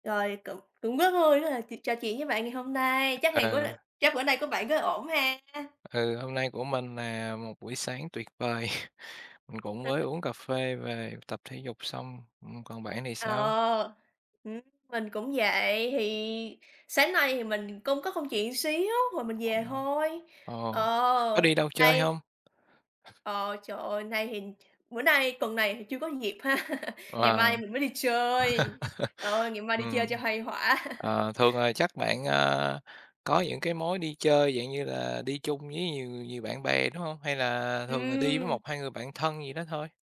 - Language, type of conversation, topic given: Vietnamese, unstructured, Bạn có đồng ý rằng công nghệ đang tạo ra áp lực tâm lý cho giới trẻ không?
- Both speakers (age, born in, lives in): 18-19, Vietnam, Vietnam; 60-64, Vietnam, Vietnam
- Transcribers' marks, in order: unintelligible speech; tapping; chuckle; unintelligible speech; other background noise; unintelligible speech; other noise; laughing while speaking: "ha"; laugh; laugh